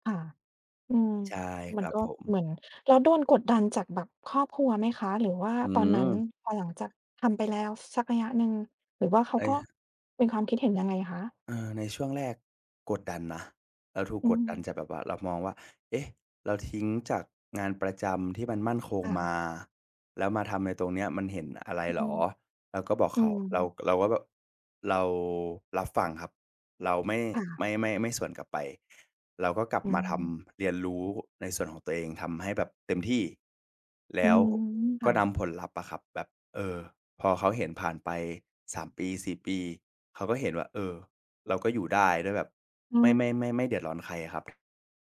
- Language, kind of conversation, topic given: Thai, podcast, คุณเคยต้องตัดสินใจเรื่องที่ยากมากอย่างไร และได้เรียนรู้อะไรจากมันบ้าง?
- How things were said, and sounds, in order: other background noise; tapping